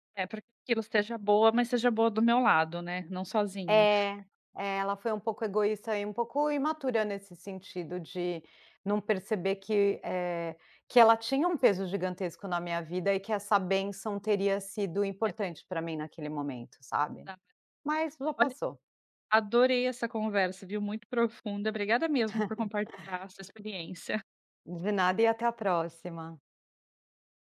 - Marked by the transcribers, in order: other background noise; tapping; unintelligible speech; chuckle
- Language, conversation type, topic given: Portuguese, podcast, Como você concilia trabalho e propósito?